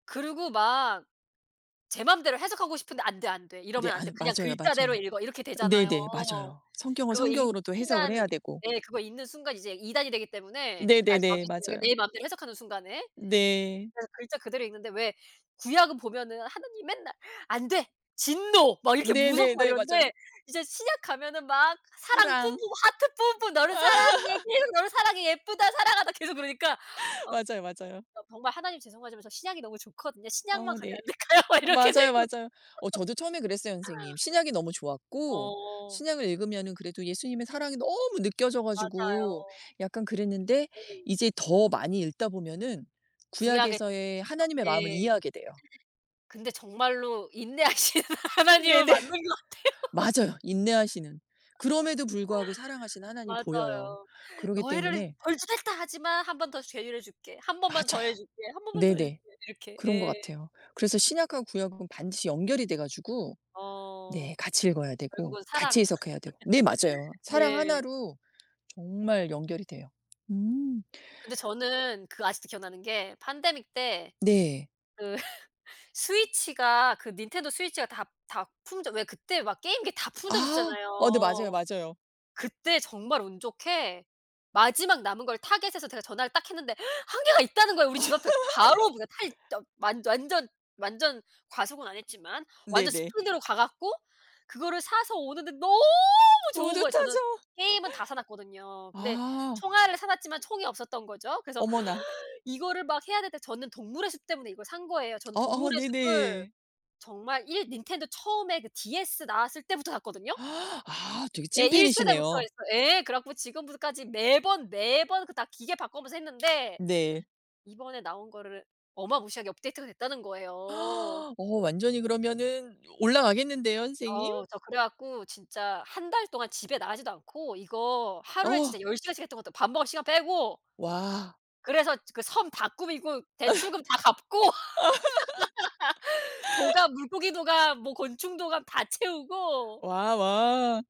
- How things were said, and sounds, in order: tapping; other background noise; laugh; laughing while speaking: "안 될까요?' 막 이렇게 되죠"; laugh; laughing while speaking: "인내하시는 하나님은 맞는 것 같아요"; laughing while speaking: "네네"; laugh; put-on voice: "너희를 벌주겠다"; "기회" said as "재유"; laugh; laugh; gasp; laugh; gasp; gasp; gasp; laugh; laugh
- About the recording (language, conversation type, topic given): Korean, unstructured, 취미 활동을 하면서 느끼는 가장 큰 기쁨은 무엇인가요?